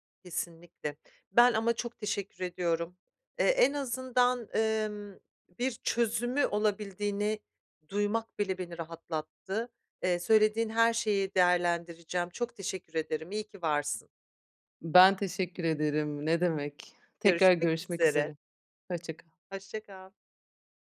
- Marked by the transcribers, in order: other background noise
- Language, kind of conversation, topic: Turkish, advice, Tutarlı bir uyku programını nasıl oluşturabilirim ve her gece aynı saatte uyumaya nasıl alışabilirim?